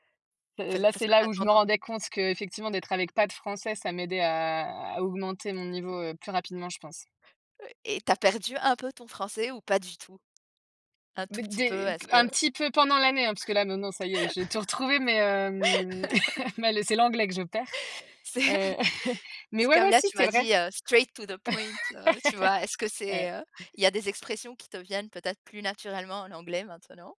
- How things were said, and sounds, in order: laugh; laugh; put-on voice: "Straight to the point"; laugh; laugh; chuckle
- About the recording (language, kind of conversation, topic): French, podcast, Quel rôle la langue joue-t-elle dans ton identité ?